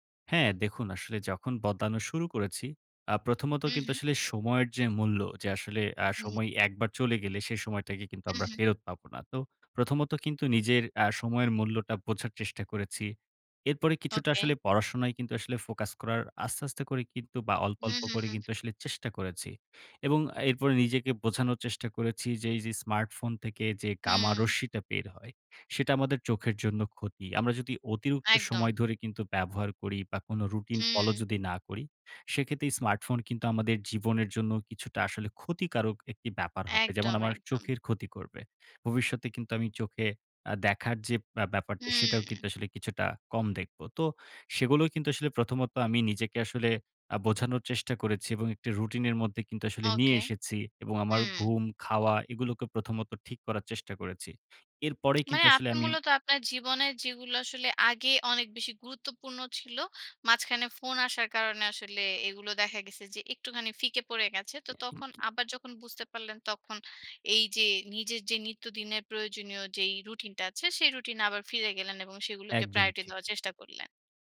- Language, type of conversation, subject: Bengali, podcast, তোমার ফোন জীবনকে কীভাবে বদলে দিয়েছে বলো তো?
- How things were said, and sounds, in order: "বদলানো" said as "বদ্দানো"; in English: "gamma"; "সেক্ষেত্রে" said as "সেখেতে"; unintelligible speech; in English: "প্রায়োরিটি"